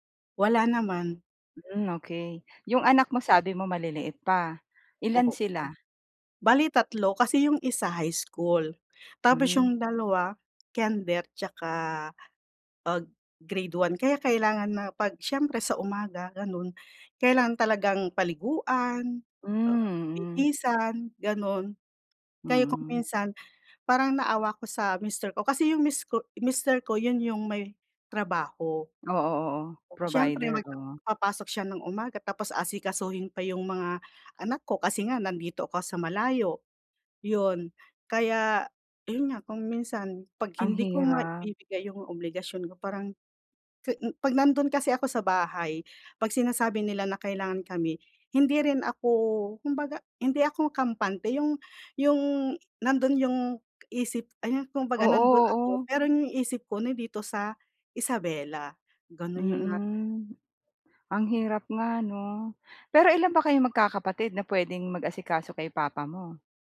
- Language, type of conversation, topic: Filipino, advice, Paano ko mapapatawad ang sarili ko kahit may mga obligasyon ako sa pamilya?
- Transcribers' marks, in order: tapping; other background noise; "kinder" said as "Kender"